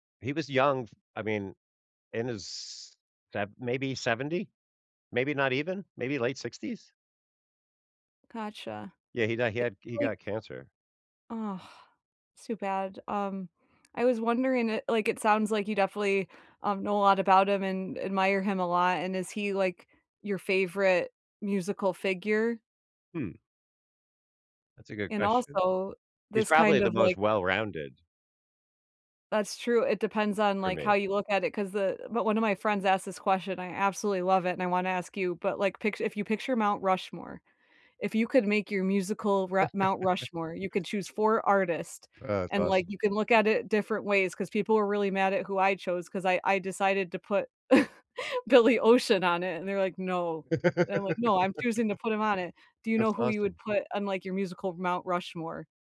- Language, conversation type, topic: English, unstructured, How do you decide whether to listen to a long album from start to finish or to choose individual tracks?
- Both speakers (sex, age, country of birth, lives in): female, 30-34, United States, United States; male, 50-54, United States, United States
- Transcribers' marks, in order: other background noise; chuckle; chuckle; laugh